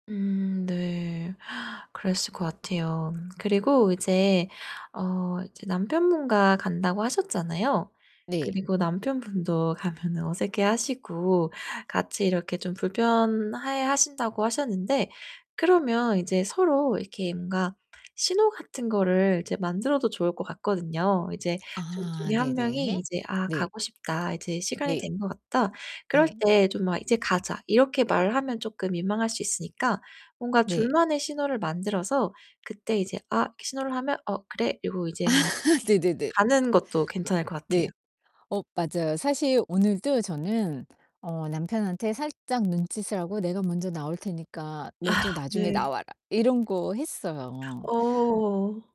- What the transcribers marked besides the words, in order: gasp; distorted speech; laughing while speaking: "남편분도 가면은"; other background noise; tapping; laugh
- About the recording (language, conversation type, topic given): Korean, advice, 파티나 모임에서 사람 많은 분위기가 부담될 때 어떻게 하면 편안하게 즐길 수 있을까요?